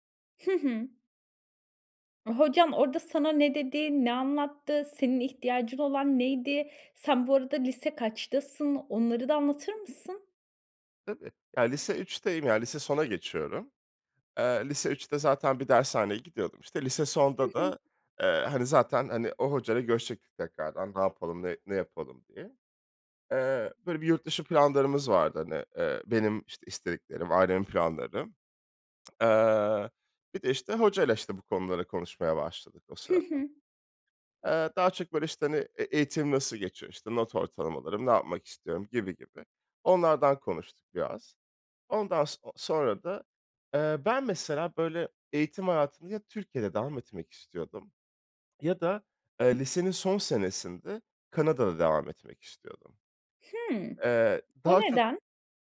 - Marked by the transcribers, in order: lip smack
- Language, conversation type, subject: Turkish, podcast, Beklenmedik bir karşılaşmanın hayatını değiştirdiği zamanı anlatır mısın?